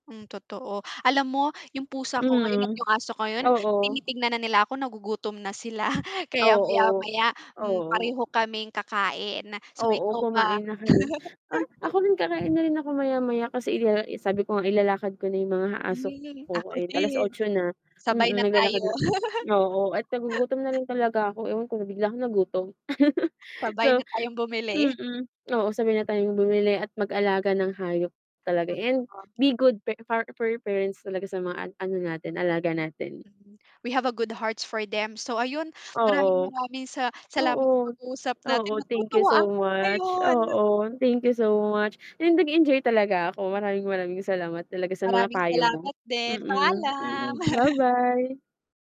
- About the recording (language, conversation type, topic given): Filipino, unstructured, Ano ang pinakamasayang karanasan mo kasama ang alaga mo?
- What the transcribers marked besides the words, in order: static; distorted speech; chuckle; chuckle; chuckle; in English: "we have a good hearts for them"; chuckle